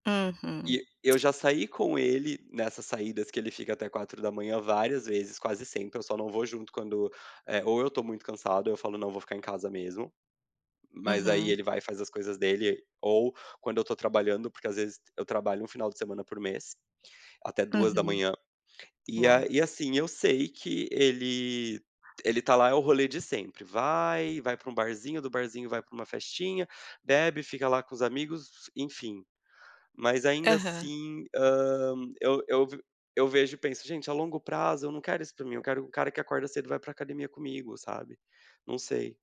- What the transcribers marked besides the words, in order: tongue click; tapping; unintelligible speech
- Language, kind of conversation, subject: Portuguese, advice, Como posso comunicar minhas expectativas no começo de um relacionamento?